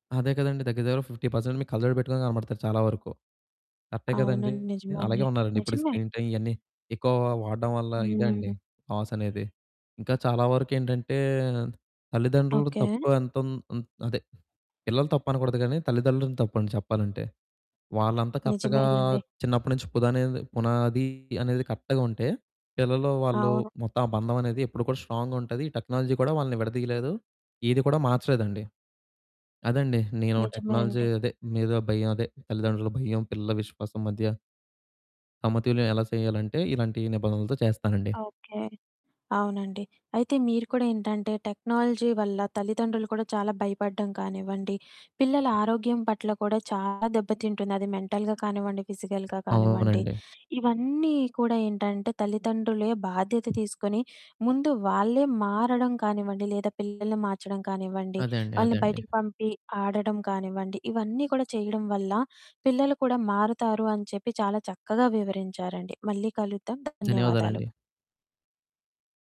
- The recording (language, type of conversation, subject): Telugu, podcast, టెక్నాలజీ విషయంలో తల్లిదండ్రుల భయం, పిల్లలపై నమ్మకం మధ్య సమతుల్యం ఎలా సాధించాలి?
- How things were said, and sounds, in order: in English: "ఫిఫ్టీ పర్సెంట్"; static; distorted speech; in English: "స్క్రీన్ టైమ్"; horn; other background noise; in English: "కరెక్ట్‌గా"; in English: "కరెక్ట్‌గా"; in English: "స్ట్రాంగ్‌గా"; in English: "టెక్నాలజీ"; in English: "టెక్నాలజీ"; in English: "టెక్నాలజీ"; in English: "మెంటల్‌గా"; in English: "ఫిజికల్‌గా"